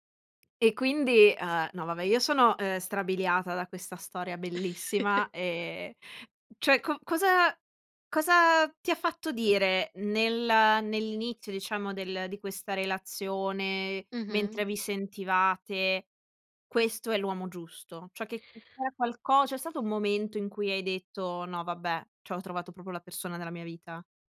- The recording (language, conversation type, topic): Italian, podcast, Qual è stato un incontro casuale che ti ha cambiato la vita?
- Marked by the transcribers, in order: chuckle; tapping; "cioè" said as "ceh"; unintelligible speech; "proprio" said as "propo"